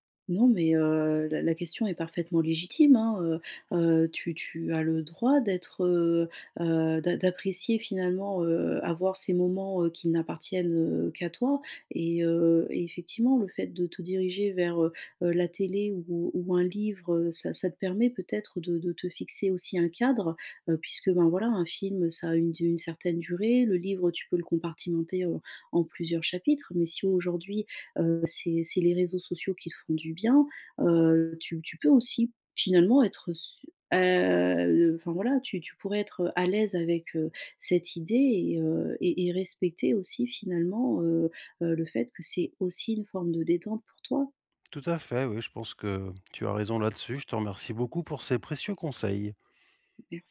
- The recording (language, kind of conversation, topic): French, advice, Pourquoi je n’ai pas d’énergie pour regarder ou lire le soir ?
- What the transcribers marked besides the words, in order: other background noise